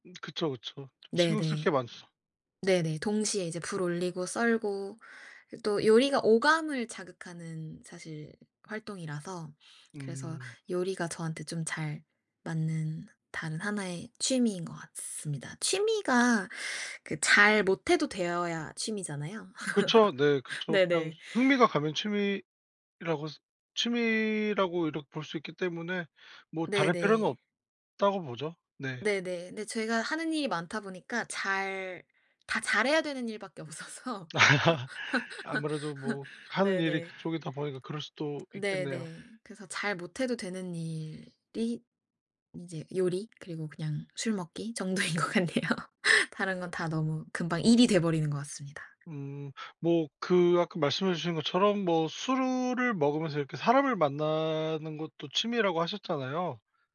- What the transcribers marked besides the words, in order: other background noise; laugh; laugh; laughing while speaking: "없어서"; laugh; laughing while speaking: "정도인 것 같네요"; laugh
- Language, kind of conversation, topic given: Korean, podcast, 취미로 만난 사람들과의 인연에 대해 이야기해 주실 수 있나요?
- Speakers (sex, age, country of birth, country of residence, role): female, 25-29, South Korea, United States, guest; male, 30-34, South Korea, South Korea, host